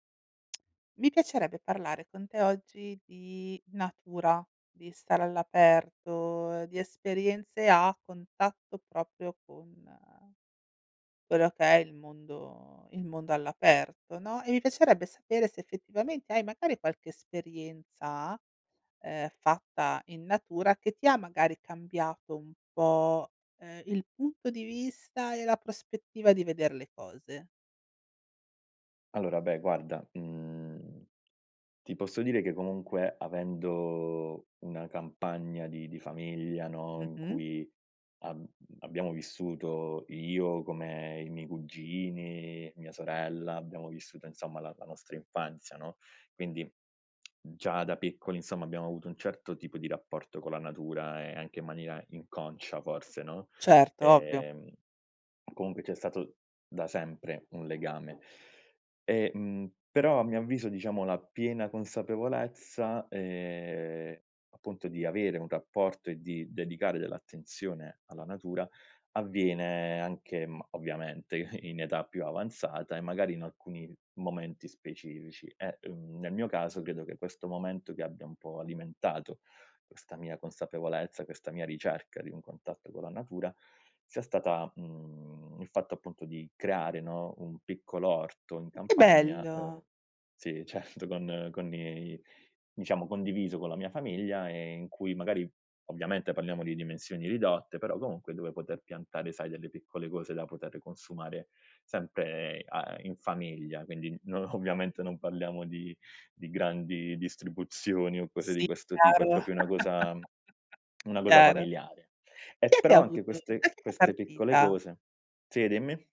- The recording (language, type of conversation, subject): Italian, podcast, Qual è un'esperienza nella natura che ti ha fatto cambiare prospettiva?
- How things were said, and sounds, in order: tapping; "proprio" said as "propio"; lip smack; laughing while speaking: "i"; laughing while speaking: "certo"; other background noise; laughing while speaking: "ovviamente"; "proprio" said as "propio"; chuckle; tongue click